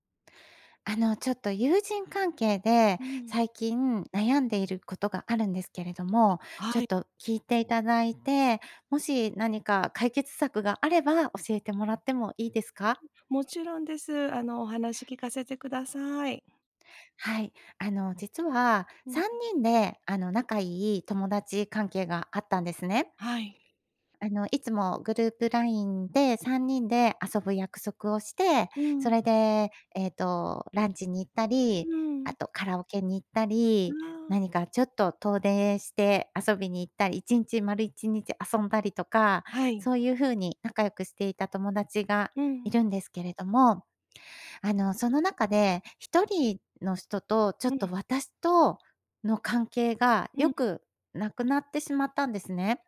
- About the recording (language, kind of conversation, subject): Japanese, advice, 共通の友人関係をどう維持すればよいか悩んでいますか？
- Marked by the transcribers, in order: none